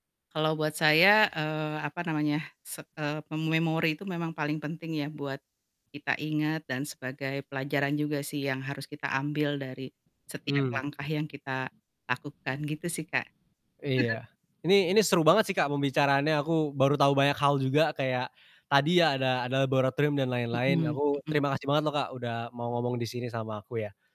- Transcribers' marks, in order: distorted speech; chuckle; other background noise
- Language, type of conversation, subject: Indonesian, podcast, Apa momen paling berkesan yang kamu alami saat sekolah?